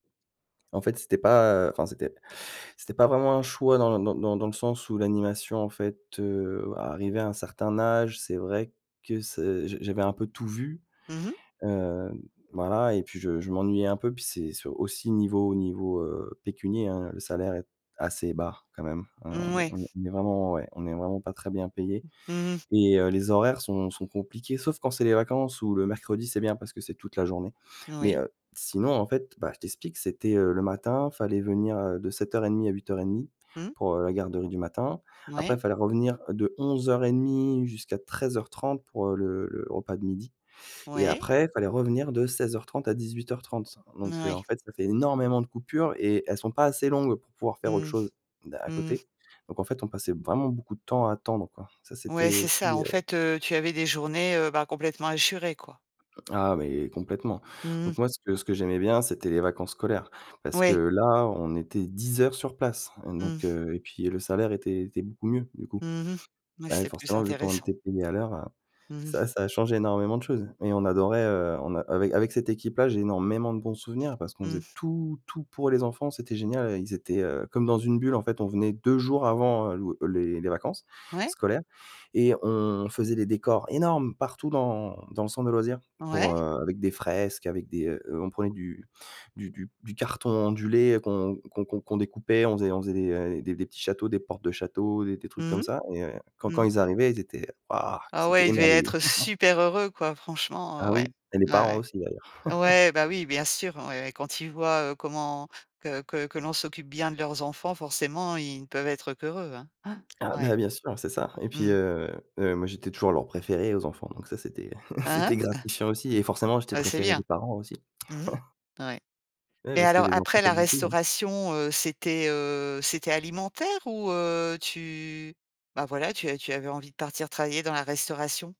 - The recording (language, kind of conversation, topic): French, podcast, Qu’as-tu appris grâce à ton premier boulot ?
- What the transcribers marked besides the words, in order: inhale; other background noise; stressed: "tout, tout"; tapping; stressed: "énormes"; stressed: "super"; chuckle; chuckle; chuckle; chuckle